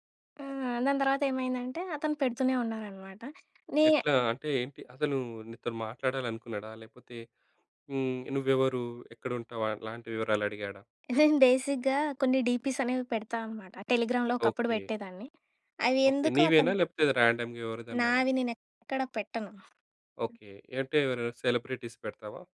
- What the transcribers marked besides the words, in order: tapping; in English: "బేసిక్‌గా"; in English: "డీపీస్"; in English: "టెలిగ్రామ్‌లో"; in English: "రాన్‌డమ్‌గా"; other noise; in English: "సెలబ్రిటీస్"
- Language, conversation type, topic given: Telugu, podcast, ఆన్‌లైన్‌లో పరిమితులు పెట్టుకోవడం మీకు ఎలా సులభమవుతుంది?